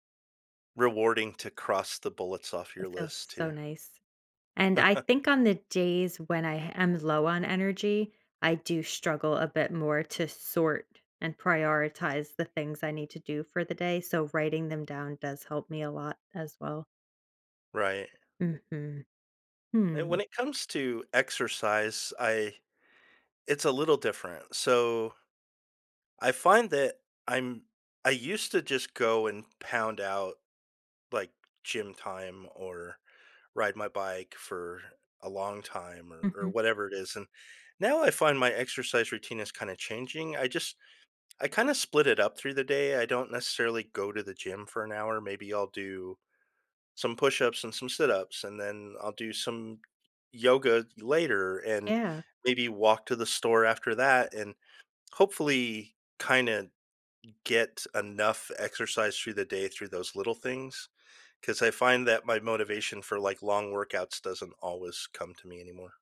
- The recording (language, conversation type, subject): English, unstructured, How can I motivate myself on days I have no energy?
- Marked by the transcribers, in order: chuckle; tapping